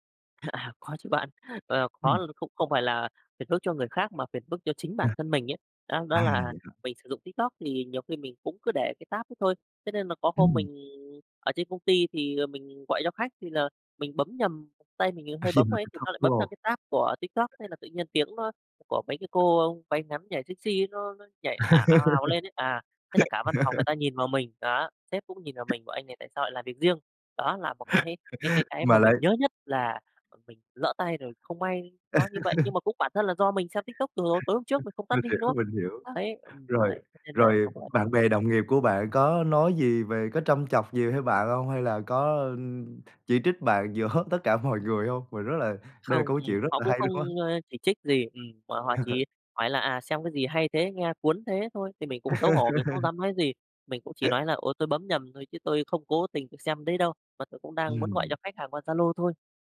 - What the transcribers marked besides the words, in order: chuckle; in English: "tab"; tapping; laughing while speaking: "Ờ, vậy hả?"; in English: "tab"; laugh; other noise; laughing while speaking: "cái"; chuckle; laugh; unintelligible speech; background speech; laughing while speaking: "mọi"; chuckle; laugh
- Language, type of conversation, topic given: Vietnamese, podcast, Bạn đã làm thế nào để giảm thời gian dùng mạng xã hội?